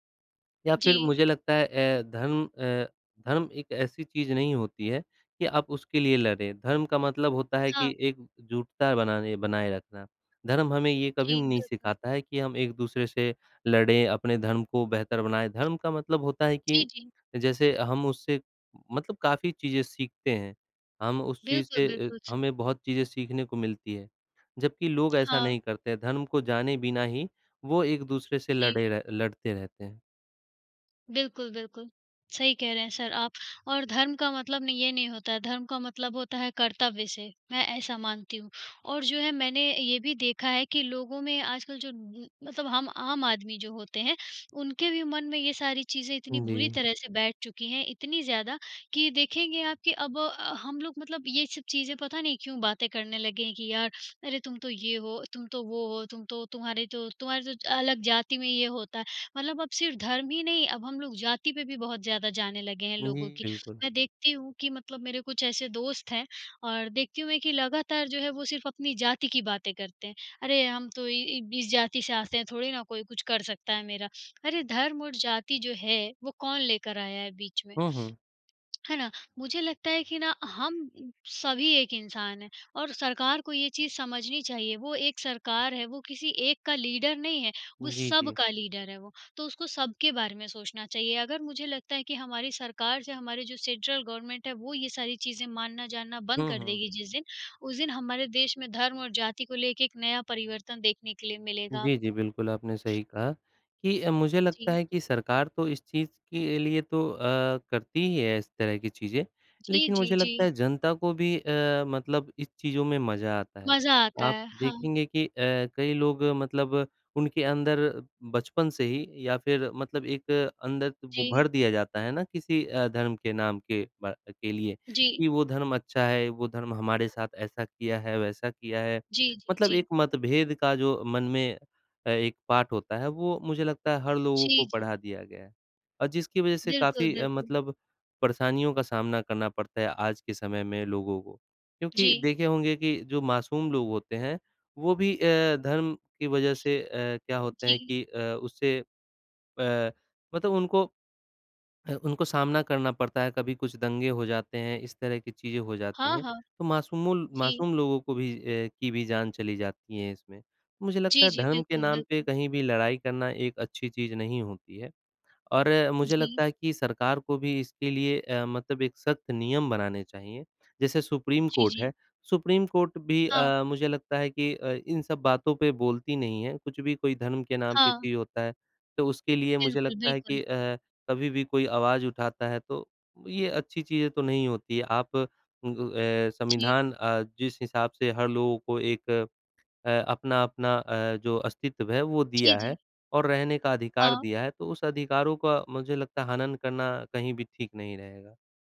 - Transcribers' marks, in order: tapping; in English: "सर"; in English: "सर"; in English: "लीडर"; in English: "लीडर"; in English: "सेंट्रल गवर्नमेंट"
- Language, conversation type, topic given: Hindi, unstructured, धर्म के नाम पर लोग क्यों लड़ते हैं?